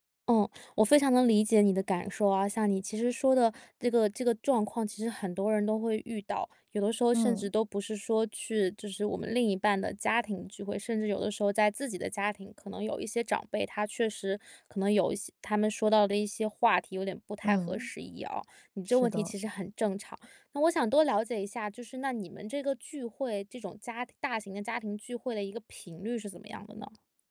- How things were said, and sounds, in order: none
- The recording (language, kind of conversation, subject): Chinese, advice, 聚会中出现尴尬时，我该怎么做才能让气氛更轻松自然？